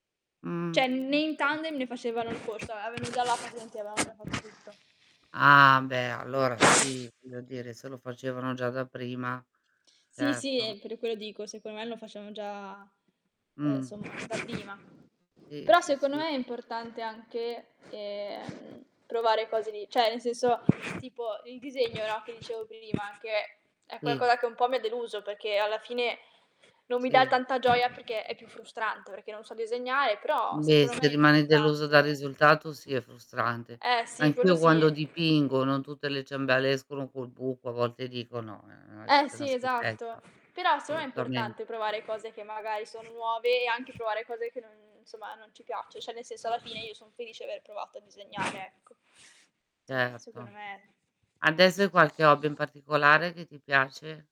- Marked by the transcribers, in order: distorted speech; "Cioè" said as "ceh"; other background noise; tapping; static; "secondo" said as "seconno"; "cioè" said as "ceh"; "qualcosa" said as "qualcoa"; "perché" said as "peché"; "secondo" said as "secono"; "uscito" said as "scito"; "Assolutamente" said as "solutamente"; "cioè" said as "ceh"; "Adesso" said as "adese"; "Cioè" said as "ceh"; "secondo" said as "seconno"
- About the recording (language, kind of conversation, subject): Italian, unstructured, Hai mai provato un passatempo che ti ha deluso? Quale?